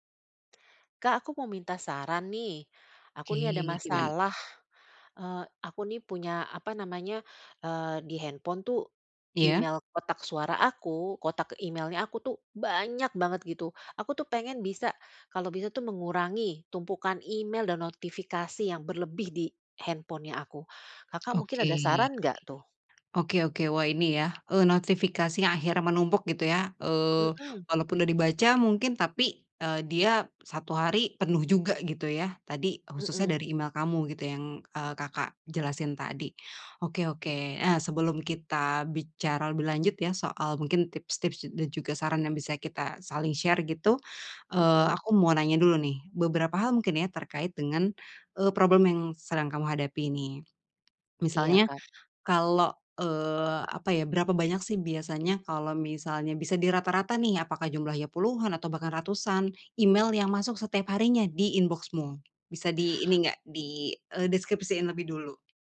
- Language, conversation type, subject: Indonesian, advice, Bagaimana cara mengurangi tumpukan email dan notifikasi yang berlebihan?
- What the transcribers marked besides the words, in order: other background noise; stressed: "banyak"; tapping; in English: "share"; in English: "problem"; in English: "di inbox-mu?"